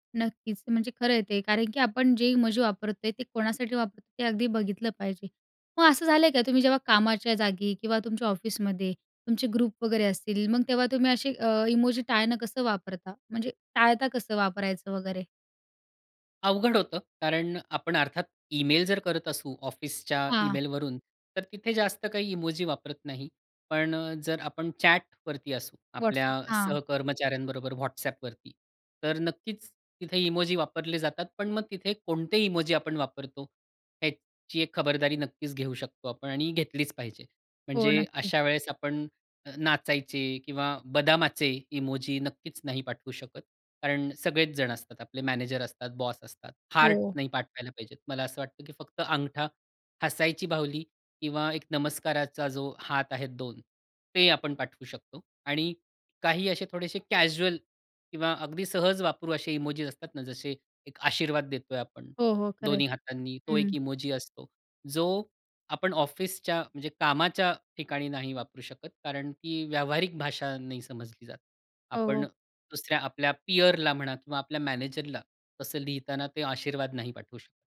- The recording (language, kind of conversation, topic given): Marathi, podcast, इमोजी वापरल्यामुळे संभाषणात कोणते गैरसमज निर्माण होऊ शकतात?
- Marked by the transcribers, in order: in English: "ग्रुप"; in English: "चॅटवरती"; in English: "कॅज्युअल"; in English: "पीअरला"